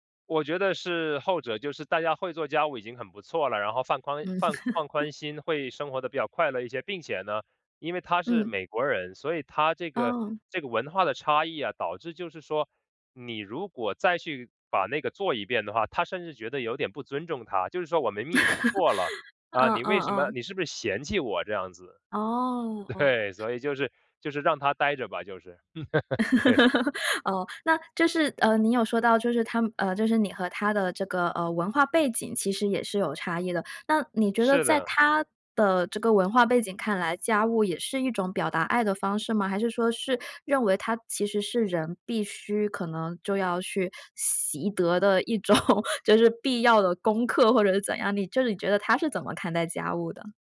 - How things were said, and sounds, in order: laughing while speaking: "嗯"; laugh; laugh; laughing while speaking: "嗯 嗯 嗯"; laughing while speaking: "对，所以就是"; other background noise; laugh; laughing while speaking: "对"; laugh; laughing while speaking: "一种"
- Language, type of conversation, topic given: Chinese, podcast, 你会把做家务当作表达爱的一种方式吗？